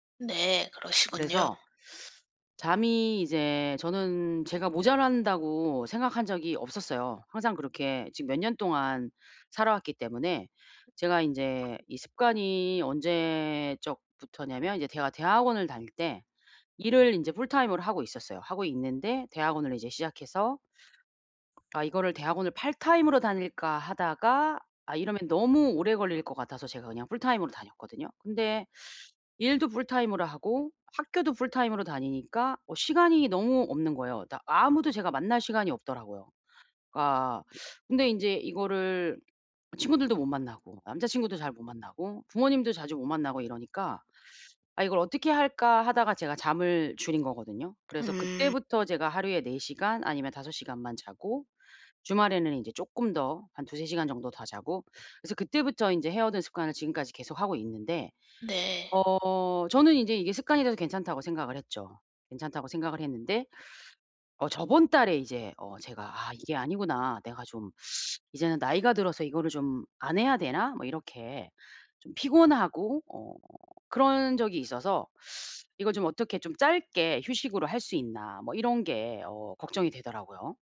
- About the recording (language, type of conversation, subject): Korean, advice, 수면과 짧은 휴식으로 하루 에너지를 효과적으로 회복하려면 어떻게 해야 하나요?
- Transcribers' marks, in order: tapping; other background noise; put-on voice: "풀타임으로"; put-on voice: "파트타임으로"; put-on voice: "풀타임으로"; put-on voice: "풀타임으로"; put-on voice: "풀타임으로"